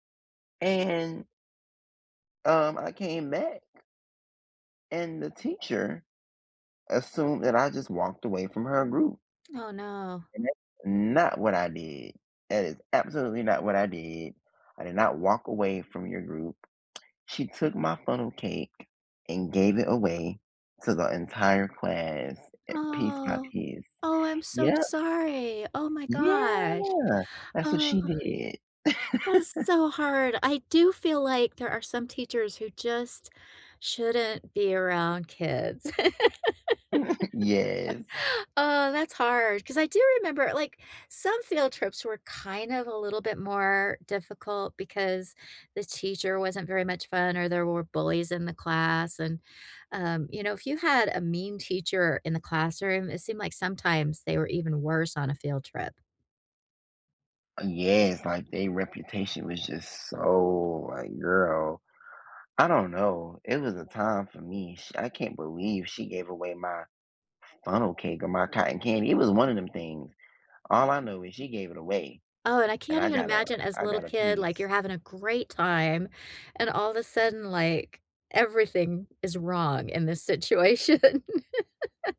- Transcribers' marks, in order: stressed: "not"; drawn out: "Oh"; drawn out: "Yeah"; chuckle; laugh; chuckle; laughing while speaking: "situation"; laugh
- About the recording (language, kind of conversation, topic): English, unstructured, Which school field trips still stick with you, and what moments or people made them unforgettable?
- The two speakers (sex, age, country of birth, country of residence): female, 60-64, United States, United States; male, 20-24, United States, United States